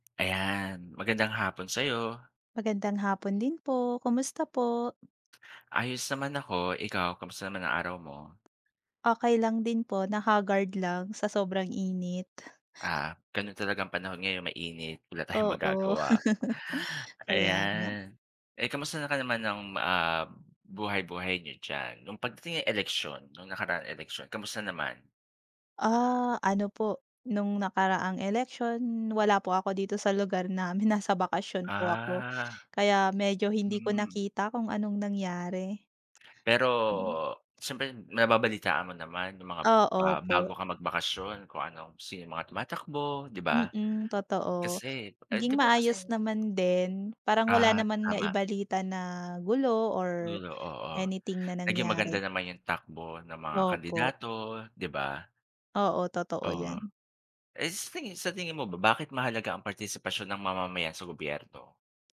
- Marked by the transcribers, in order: tapping; chuckle; other background noise
- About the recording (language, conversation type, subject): Filipino, unstructured, Bakit mahalaga ang pakikilahok ng mamamayan sa pamahalaan?